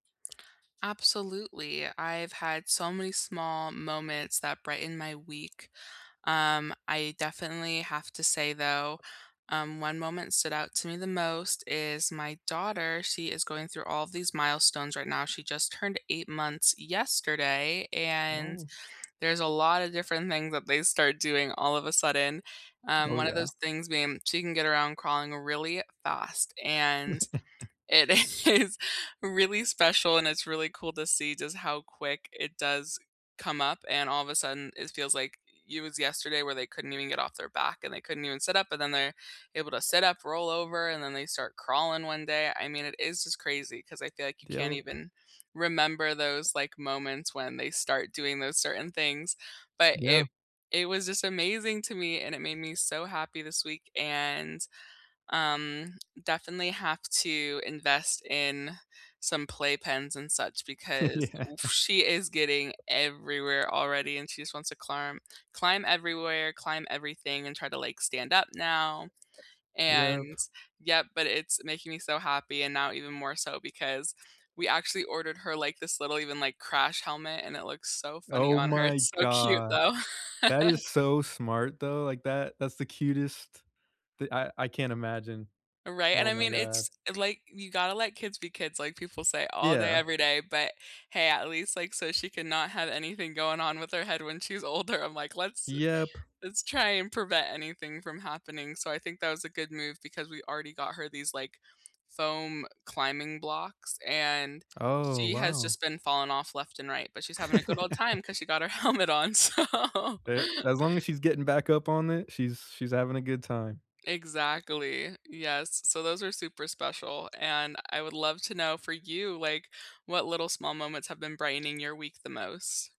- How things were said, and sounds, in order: other background noise; tapping; laughing while speaking: "it is"; chuckle; "Yep" said as "d ope"; laughing while speaking: "Yeah"; background speech; laugh; laughing while speaking: "older"; laugh; laughing while speaking: "helmet on, so"
- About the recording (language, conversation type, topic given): English, unstructured, What small moment brightened your week the most, and why did it feel meaningful to you?
- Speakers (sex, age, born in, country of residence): female, 20-24, United States, United States; male, 25-29, United States, United States